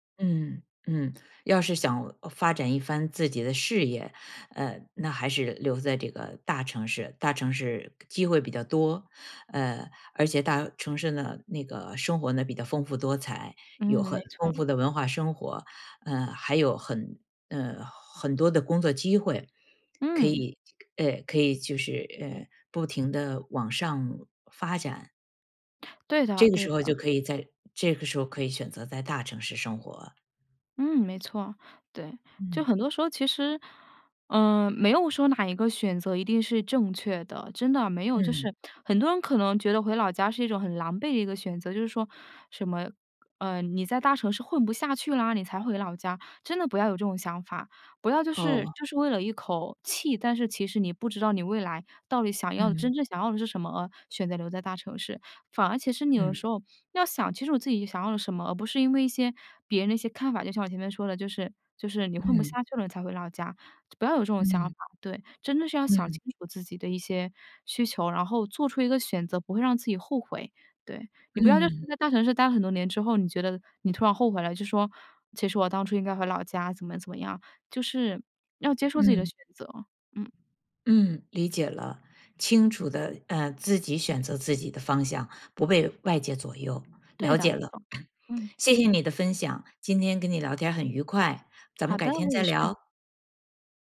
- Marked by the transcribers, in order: throat clearing
- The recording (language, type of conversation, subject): Chinese, podcast, 你会选择留在城市，还是回老家发展？